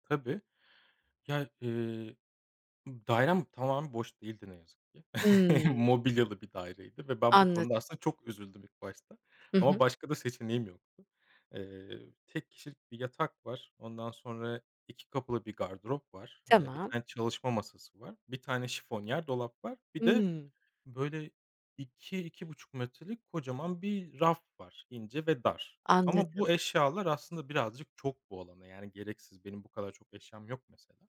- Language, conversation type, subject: Turkish, podcast, Dar bir evi daha geniş hissettirmek için neler yaparsın?
- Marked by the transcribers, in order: chuckle; other background noise